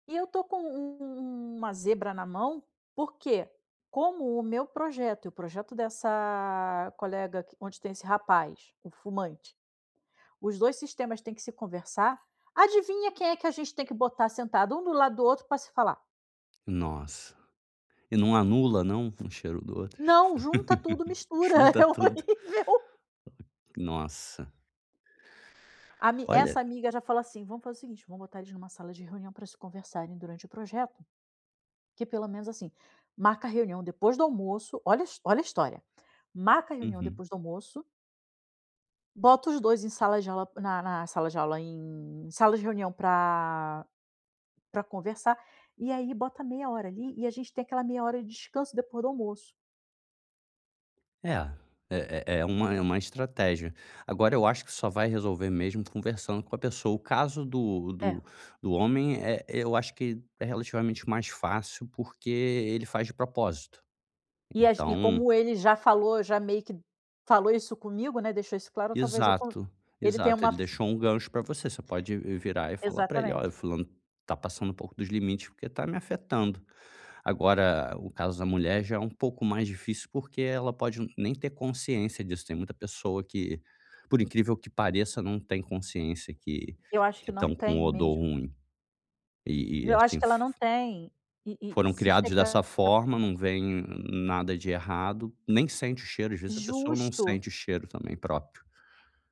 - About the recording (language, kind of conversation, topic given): Portuguese, advice, Como posso dar um feedback honesto sem parecer agressivo?
- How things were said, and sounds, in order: laughing while speaking: "é horrível"; laugh; tapping